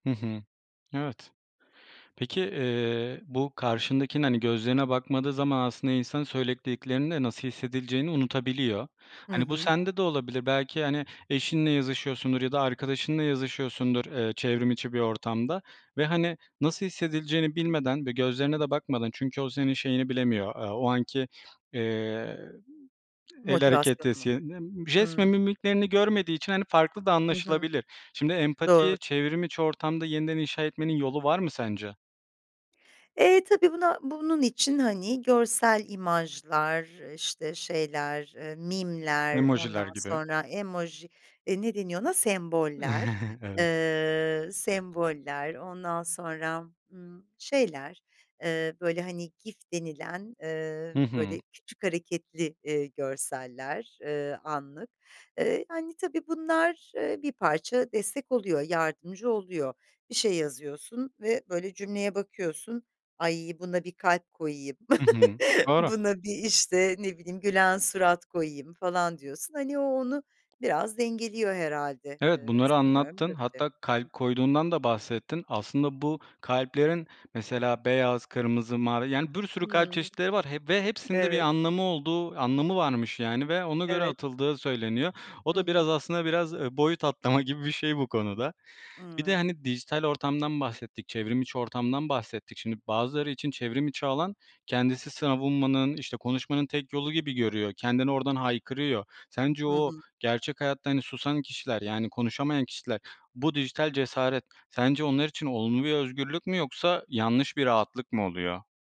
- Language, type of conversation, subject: Turkish, podcast, İnsanlar neden çevrimiçi ortamda daha açık ya da daha agresif davranır sence?
- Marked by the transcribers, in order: "söylediklerinde" said as "söyleliklerinde"; other background noise; unintelligible speech; in English: "meme'ler"; chuckle; chuckle; tapping